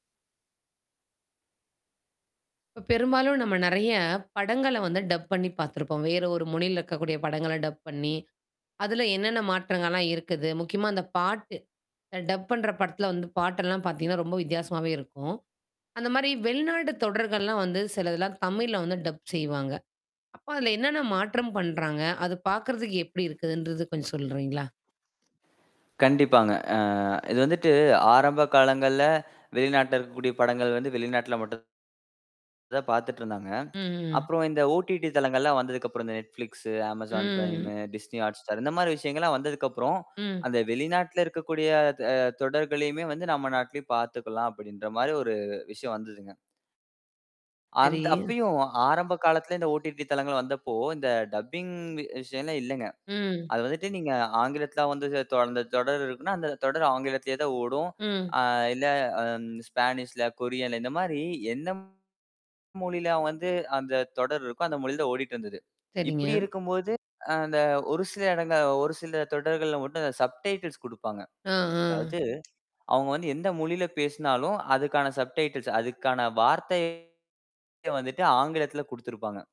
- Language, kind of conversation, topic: Tamil, podcast, வெளிநாட்டு தொடர்கள் தமிழில் டப் செய்யப்படும்போது அதில் என்னென்ன மாற்றங்கள் ஏற்படுகின்றன?
- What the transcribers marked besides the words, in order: other background noise; in English: "டப்"; "மொழியில" said as "மொனில"; in English: "டப்"; in English: "டப்"; tapping; static; distorted speech; drawn out: "ம்"; drawn out: "டப்பிங்"; in English: "சப்டைட்டில்சஸ்"